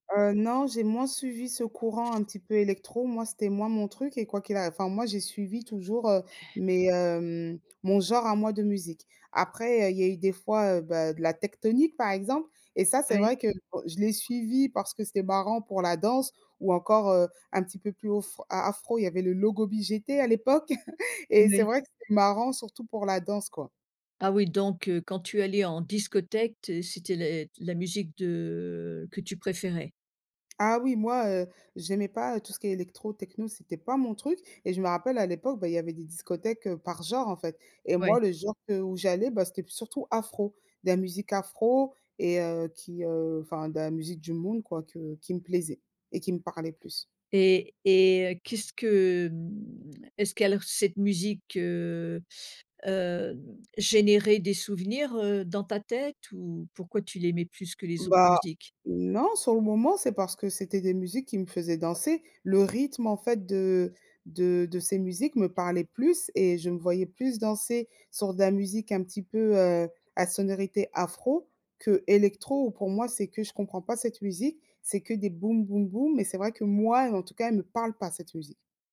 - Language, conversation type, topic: French, podcast, Comment décrirais-tu la bande-son de ta jeunesse ?
- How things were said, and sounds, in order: other background noise; chuckle; drawn out: "de"; tapping; stressed: "moi"